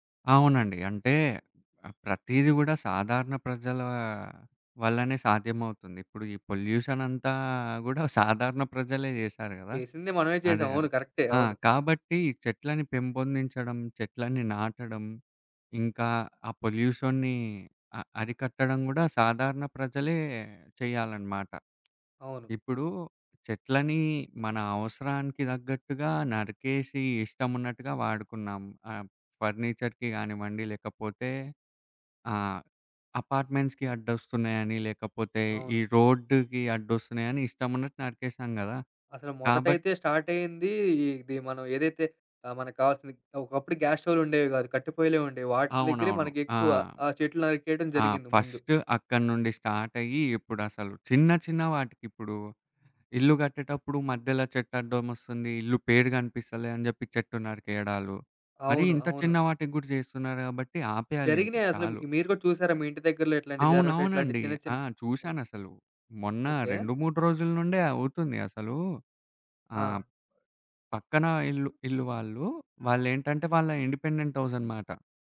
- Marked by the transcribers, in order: in English: "పొల్యూషన్"; in English: "పొల్యూషన్‌ని"; tapping; in English: "ఫర్నిచర్‌కి"; in English: "అపార్ట్‌మెంట్స్‌కి"; other background noise; in English: "ఇండిపెండెంట్"
- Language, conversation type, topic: Telugu, podcast, చెట్లను పెంపొందించడంలో సాధారణ ప్రజలు ఎలా సహాయం చేయగలరు?